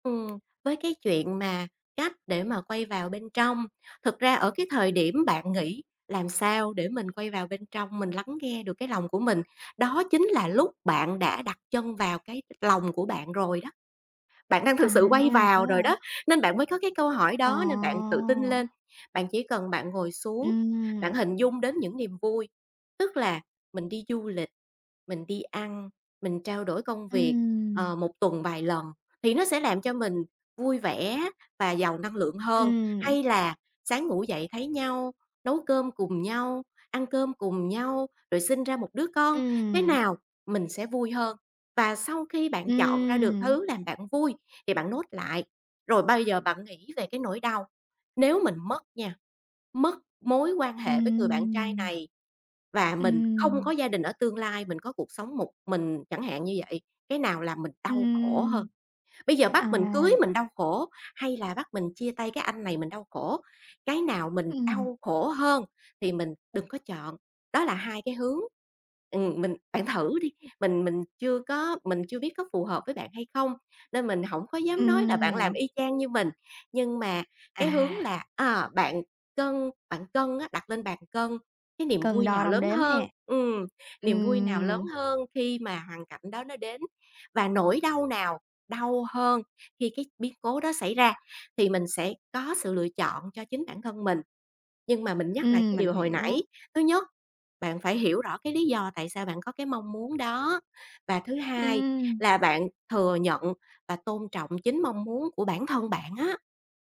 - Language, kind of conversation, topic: Vietnamese, advice, Vì sao bạn sợ cam kết và chưa muốn kết hôn?
- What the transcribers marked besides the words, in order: tapping; other background noise; drawn out: "À"; in English: "note"